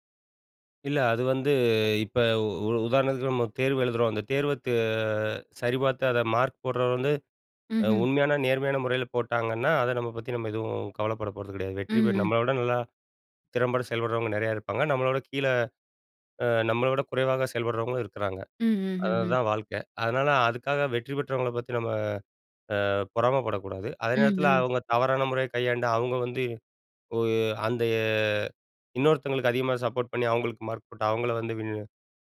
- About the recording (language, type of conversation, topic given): Tamil, podcast, நீங்கள் வெற்றியை எப்படி வரையறுக்கிறீர்கள்?
- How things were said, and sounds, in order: other background noise